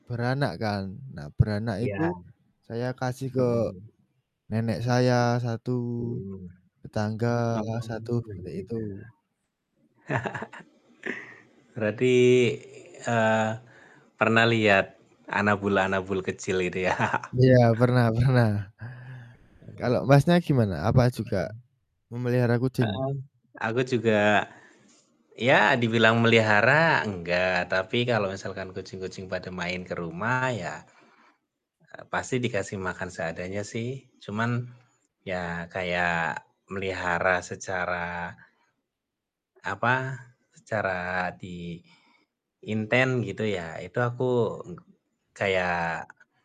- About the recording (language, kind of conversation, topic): Indonesian, unstructured, Mengapa masih ada orang yang tidak peduli terhadap kesejahteraan hewan?
- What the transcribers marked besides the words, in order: other background noise; distorted speech; static; chuckle; chuckle